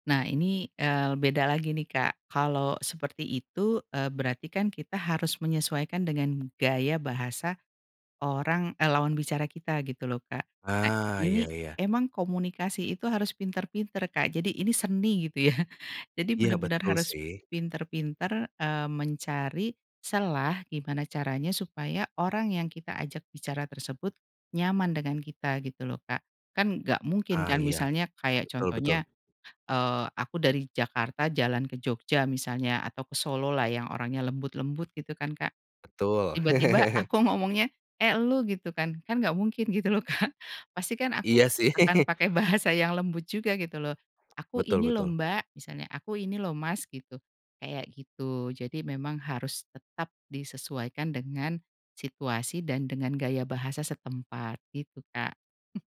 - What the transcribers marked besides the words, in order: chuckle; chuckle; laughing while speaking: "gitu loh Kak"; chuckle; laughing while speaking: "bahasa"; other background noise; chuckle
- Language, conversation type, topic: Indonesian, podcast, Bagaimana kamu menyesuaikan cerita dengan lawan bicara?